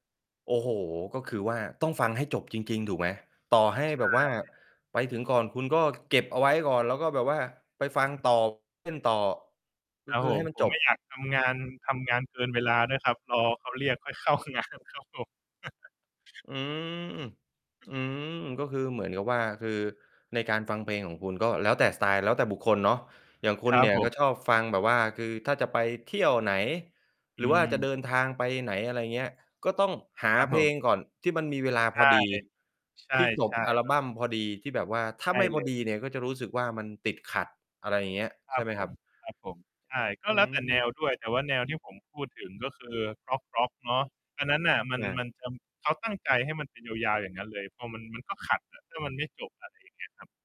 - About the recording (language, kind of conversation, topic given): Thai, podcast, มีเหตุการณ์อะไรที่ทำให้คุณเริ่มชอบแนวเพลงใหม่ไหม?
- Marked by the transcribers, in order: distorted speech; chuckle; laughing while speaking: "เข้างาน ครับผม"; chuckle; other background noise